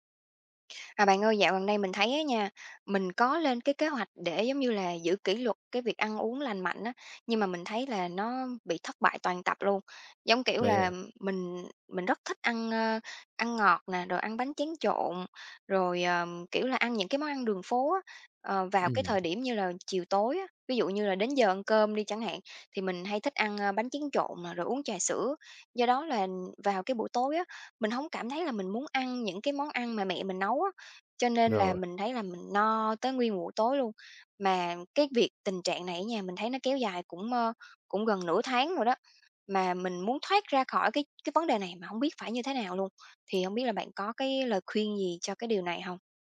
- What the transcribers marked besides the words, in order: tapping
- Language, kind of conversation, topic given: Vietnamese, advice, Vì sao bạn thường thất bại trong việc giữ kỷ luật ăn uống lành mạnh?